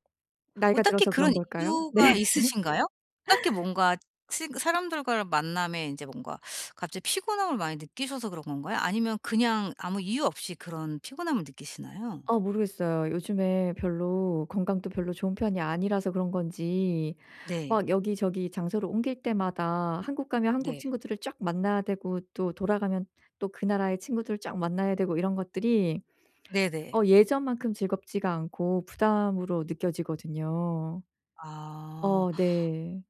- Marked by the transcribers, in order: laughing while speaking: "네"; laugh; other background noise
- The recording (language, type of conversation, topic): Korean, advice, 친구들과의 약속이 자주 피곤하게 느껴질 때 어떻게 하면 좋을까요?